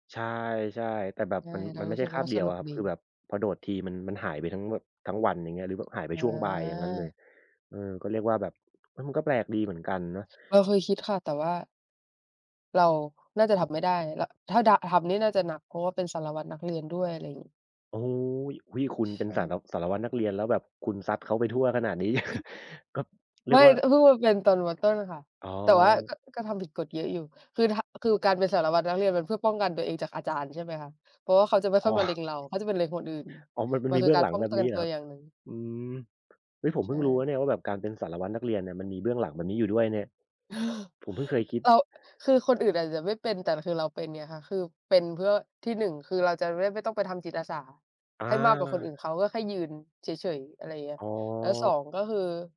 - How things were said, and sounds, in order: "งแบบ" said as "แหว่บ"; chuckle; laughing while speaking: "อ๋อ"; chuckle; "ได้" said as "แว่"
- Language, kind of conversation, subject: Thai, unstructured, คุณมีเรื่องราวตลกๆ ในวัยเด็กที่ยังจำได้ไหม?